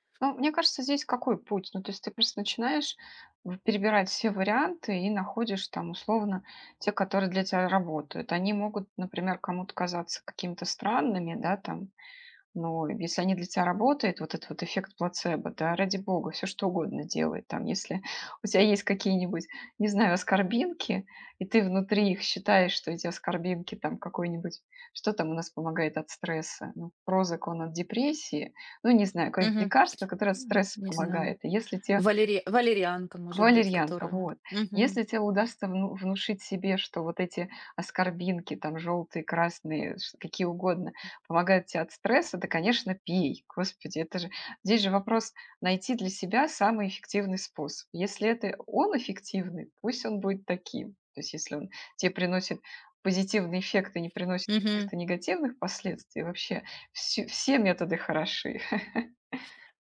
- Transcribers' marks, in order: other noise; grunt; other background noise; chuckle
- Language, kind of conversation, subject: Russian, podcast, Как вы справляетесь со стрессом без лекарств?
- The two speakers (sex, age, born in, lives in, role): female, 30-34, Ukraine, Mexico, host; female, 45-49, Russia, Mexico, guest